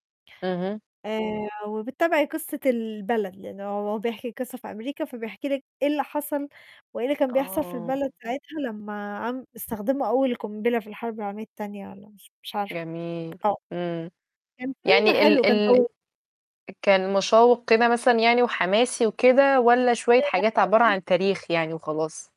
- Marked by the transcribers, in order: tapping; unintelligible speech
- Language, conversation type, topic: Arabic, unstructured, إيه أحسن فيلم اتفرجت عليه قريب وليه عجبك؟